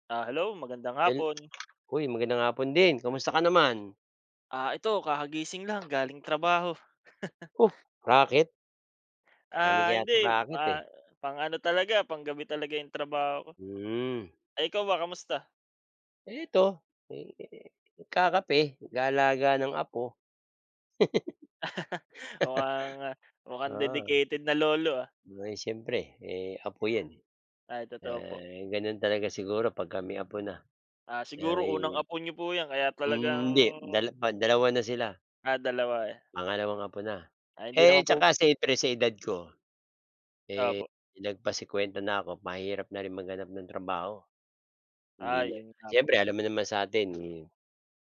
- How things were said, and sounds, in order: other background noise; laugh; laugh
- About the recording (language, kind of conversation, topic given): Filipino, unstructured, Bakit sa tingin mo ay mahirap makahanap ng magandang trabaho ngayon?